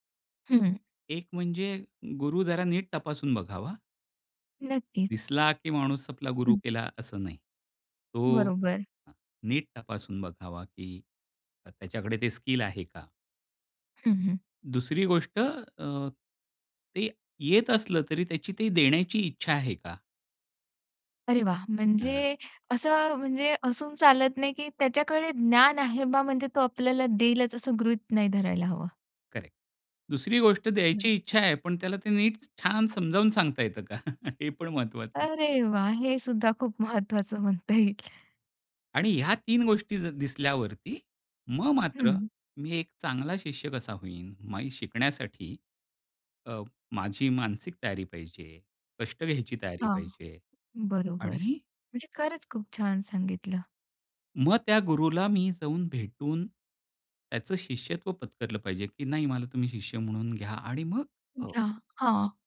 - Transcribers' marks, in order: other noise; chuckle; laughing while speaking: "म्हणता येईल"
- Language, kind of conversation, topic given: Marathi, podcast, आपण मार्गदर्शकाशी नातं कसं निर्माण करता आणि त्याचा आपल्याला कसा फायदा होतो?